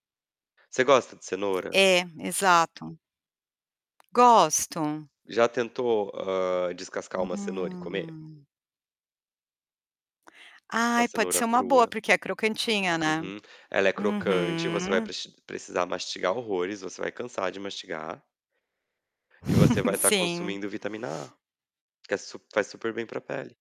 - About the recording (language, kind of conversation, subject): Portuguese, advice, Como você costuma comer por emoção após um dia estressante e como lida com a culpa depois?
- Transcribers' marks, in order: tapping; drawn out: "Hum"; other background noise; chuckle